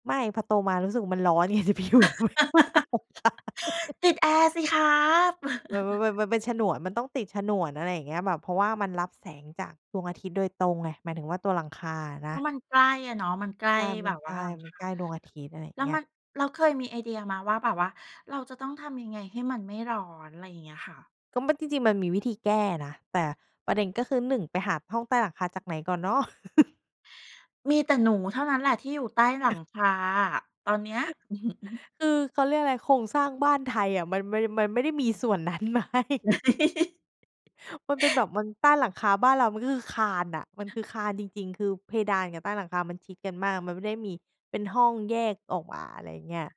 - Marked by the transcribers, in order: laugh; laughing while speaking: "ไง ไปอยู่ทำไมห้องใต้หลังคา"; chuckle; chuckle; chuckle; chuckle; chuckle; laughing while speaking: "ไหม ?"; chuckle; other background noise
- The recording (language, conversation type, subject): Thai, podcast, ห้องนอนในฝันของคุณเป็นอย่างไร?